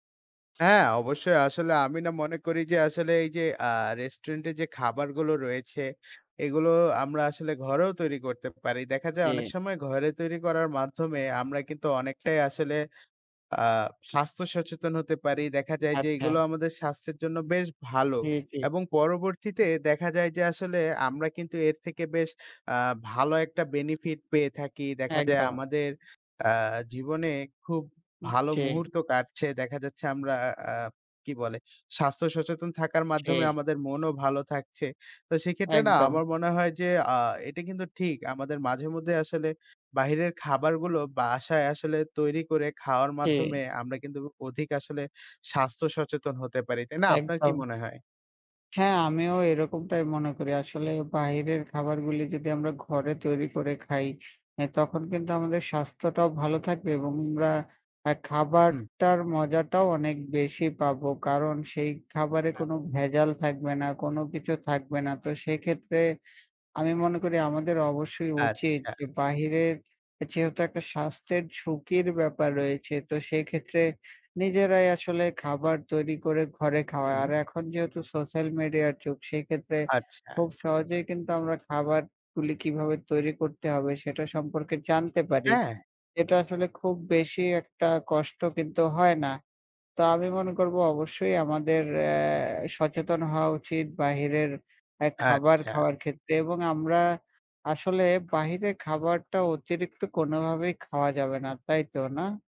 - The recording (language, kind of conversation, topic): Bengali, unstructured, তুমি কি প্রায়ই রেস্তোরাঁয় খেতে যাও, আর কেন বা কেন না?
- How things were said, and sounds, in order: tapping